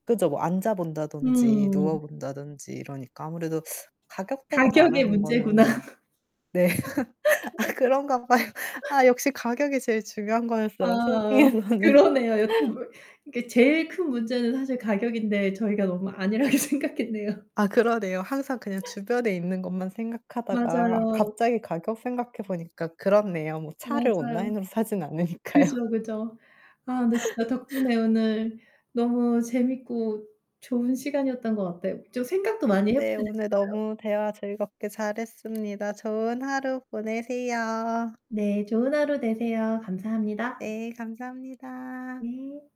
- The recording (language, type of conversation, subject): Korean, unstructured, 온라인 쇼핑과 오프라인 쇼핑 중 어느 쪽이 더 편리하다고 생각하시나요?
- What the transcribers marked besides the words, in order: other background noise; laugh; laughing while speaking: "봐요"; laughing while speaking: "쇼핑에서는"; laughing while speaking: "안일하게 생각했네요"; laughing while speaking: "않으니까요"; distorted speech